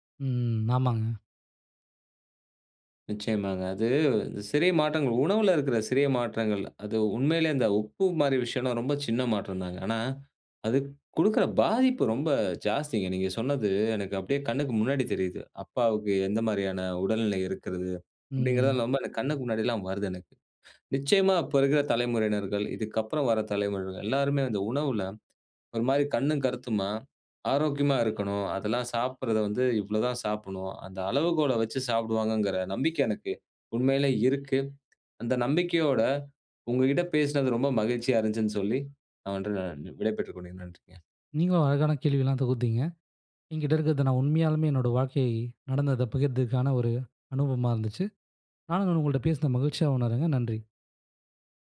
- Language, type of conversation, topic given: Tamil, podcast, உணவில் சிறிய மாற்றங்கள் எப்படி வாழ்க்கையை பாதிக்க முடியும்?
- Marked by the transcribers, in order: breath; anticipating: "அப்புறம் வர தலைமுறைகள் எல்லாருமே அந்த … எனக்கு உண்மையிலேயே இருக்கு"